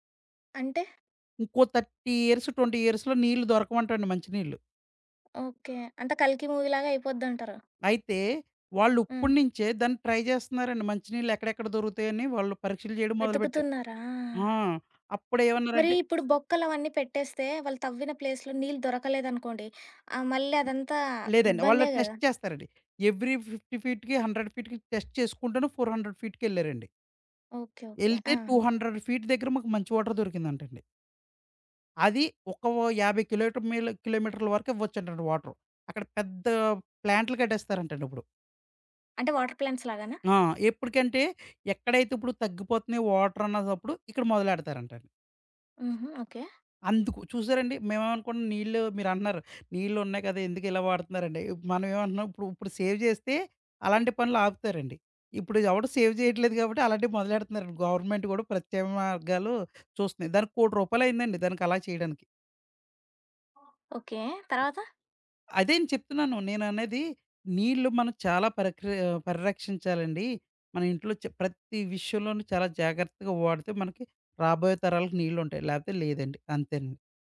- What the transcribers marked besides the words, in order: in English: "థర్టీ ఇయర్స్, ట్వెంటీ ఇయర్స్‌లో"; in English: "మూవీ"; in English: "ట్రై"; other background noise; in English: "ప్లేస్‌లో"; in English: "టెస్ట్"; in English: "ఎవరీ ఫిఫ్టీ ఫీట్‌కి, హండ్రెడ్ ఫీట్‌కి టెస్ట్"; in English: "ఫౌర్ హండ్రెడ్"; in English: "టూ హండ్రెడ్ ఫీట్"; in English: "వాటర్"; in English: "వాటర్ ప్లాంట్స్"; in English: "సేవ్"; in English: "సేవ్"; in English: "గవర్నమెంట్"
- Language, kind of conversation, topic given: Telugu, podcast, ఇంట్లో నీటిని ఆదా చేయడానికి మనం చేయగల పనులు ఏమేమి?